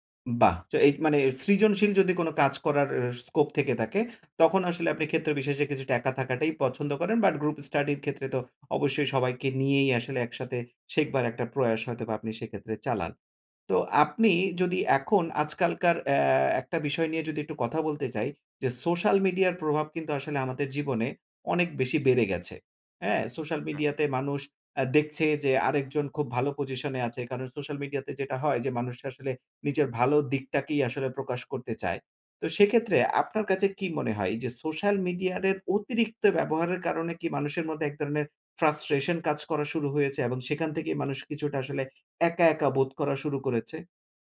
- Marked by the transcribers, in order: other background noise; "মিডিয়ার" said as "মিডিয়ারের"; in English: "ফ্রাস্ট্রেশন"
- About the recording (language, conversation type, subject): Bengali, podcast, আপনি একা অনুভব করলে সাধারণত কী করেন?